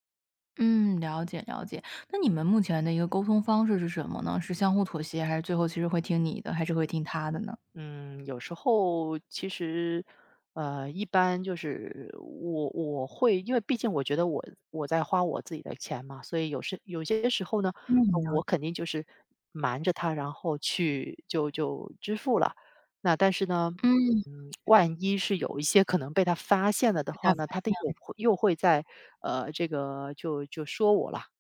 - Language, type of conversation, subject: Chinese, advice, 你们因为消费观不同而经常为预算争吵，该怎么办？
- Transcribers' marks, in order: lip smack; other background noise